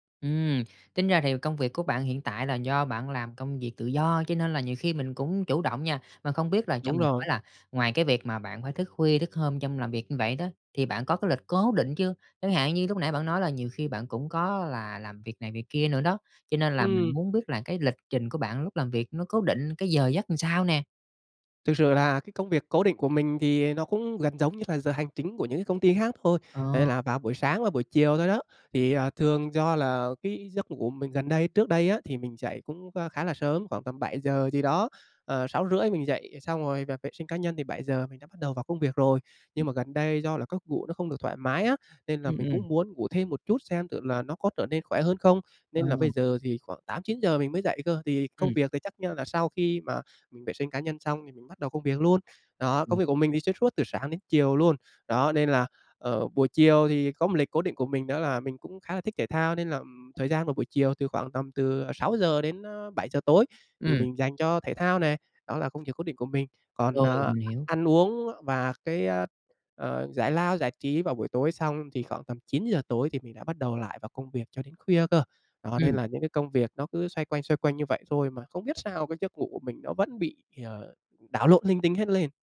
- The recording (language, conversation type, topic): Vietnamese, advice, Vì sao tôi thường thức dậy vẫn mệt mỏi dù đã ngủ đủ giấc?
- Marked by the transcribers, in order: tapping; other background noise